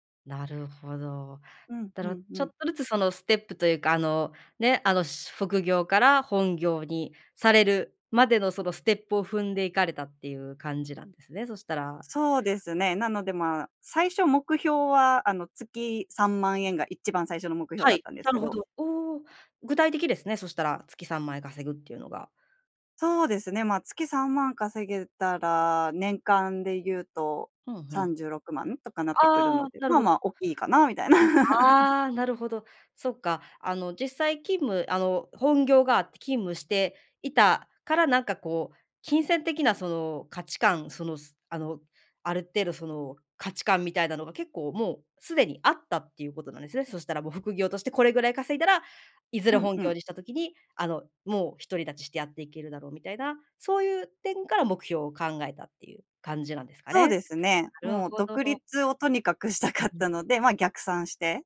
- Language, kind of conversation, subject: Japanese, podcast, スキルをゼロから学び直した経験を教えてくれますか？
- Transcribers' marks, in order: laugh; laughing while speaking: "したかったので"